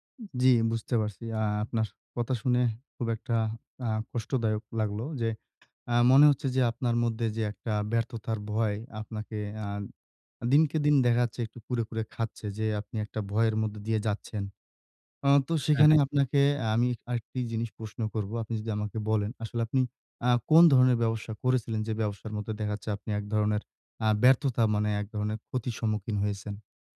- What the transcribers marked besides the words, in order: tapping
- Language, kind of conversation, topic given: Bengali, advice, আমি ব্যর্থতার পর আবার চেষ্টা করার সাহস কীভাবে জোগাড় করব?